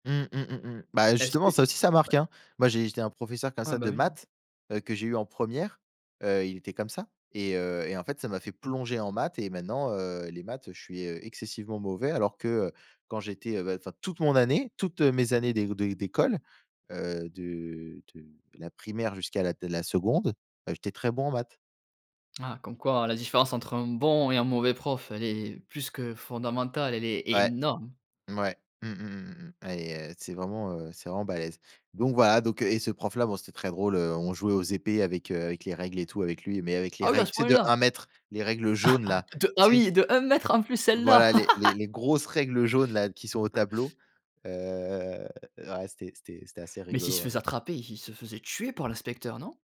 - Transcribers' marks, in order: stressed: "maths"; stressed: "plonger"; stressed: "bon"; stressed: "énorme"; chuckle; stressed: "jaunes"; stressed: "un mètre"; laugh; stressed: "grosses"; drawn out: "heu"
- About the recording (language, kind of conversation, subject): French, podcast, Peux-tu me parler d’un professeur qui t’a vraiment marqué, et m’expliquer pourquoi ?